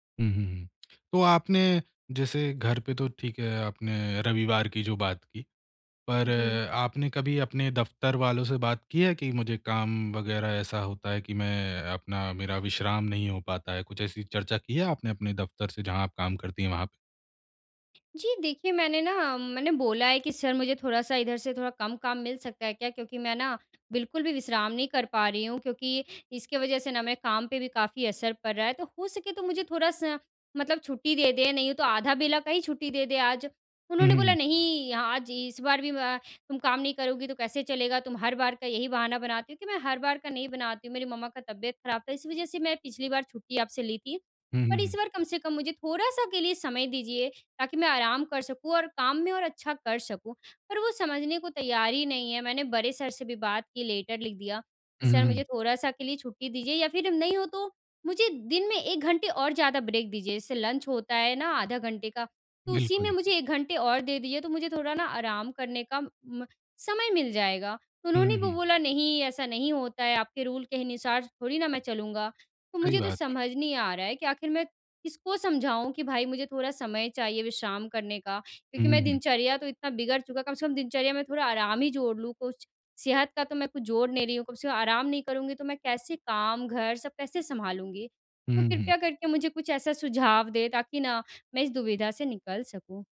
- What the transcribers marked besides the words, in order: tongue click; in English: "लेटर"; in English: "ब्रेक"; in English: "लंच"; in English: "रूल"
- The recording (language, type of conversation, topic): Hindi, advice, मैं अपनी रोज़मर्रा की दिनचर्या में नियमित आराम और विश्राम कैसे जोड़ूँ?